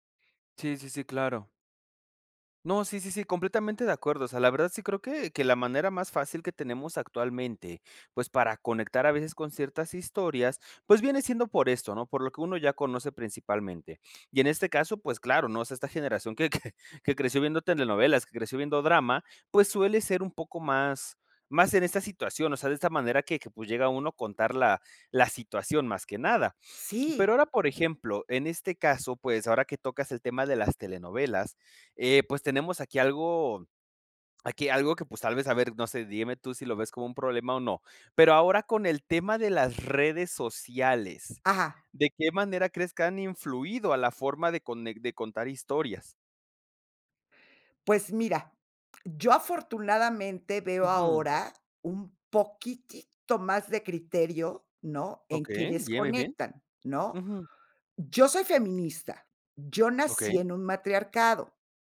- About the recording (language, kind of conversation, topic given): Spanish, podcast, ¿Por qué crees que ciertas historias conectan con la gente?
- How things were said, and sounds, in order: giggle; stressed: "poquitito"